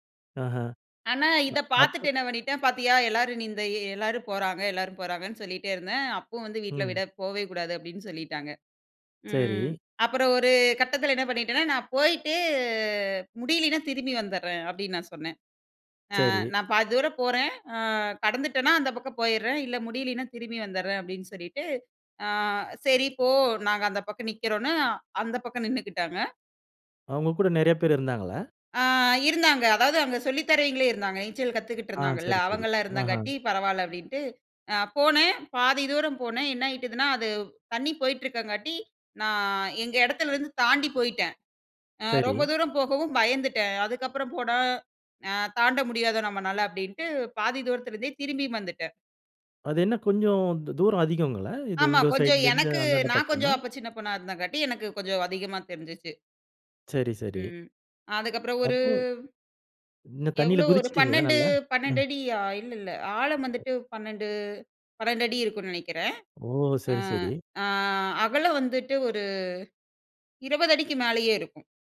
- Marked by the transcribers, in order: other noise
- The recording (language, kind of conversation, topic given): Tamil, podcast, அவசரநிலையில் ஒருவர் உங்களை காப்பாற்றிய அனுபவம் உண்டா?